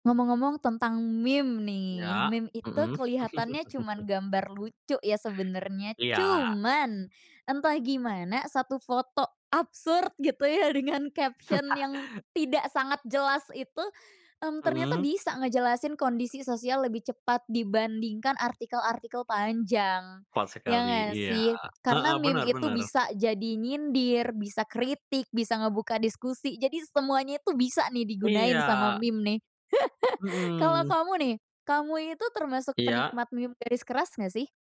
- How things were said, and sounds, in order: laugh; laughing while speaking: "gitu ya dengan"; in English: "caption"; laugh; tapping; laugh
- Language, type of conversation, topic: Indonesian, podcast, Mengapa menurutmu meme bisa menjadi alat komentar sosial?